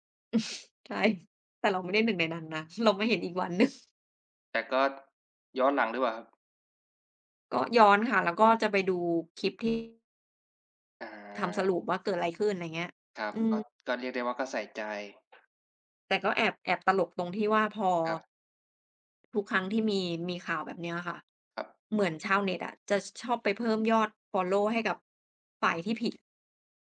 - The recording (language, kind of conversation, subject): Thai, unstructured, ทำไมคนถึงชอบติดตามดราม่าของดาราในโลกออนไลน์?
- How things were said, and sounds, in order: chuckle; tapping; other background noise